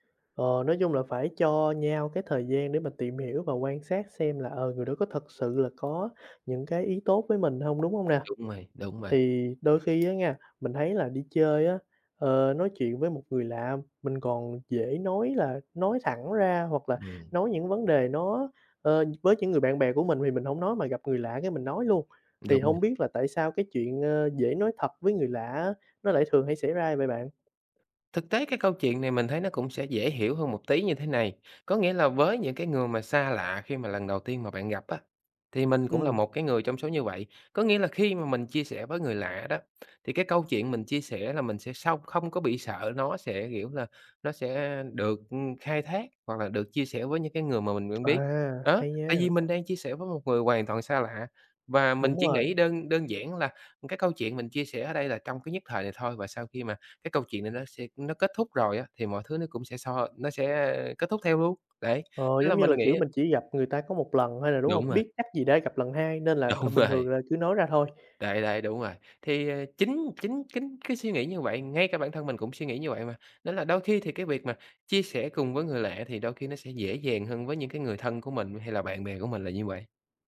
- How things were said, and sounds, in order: tapping; other background noise; laughing while speaking: "Đúng rồi"
- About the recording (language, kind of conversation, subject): Vietnamese, podcast, Bạn có thể kể về một chuyến đi mà trong đó bạn đã kết bạn với một người lạ không?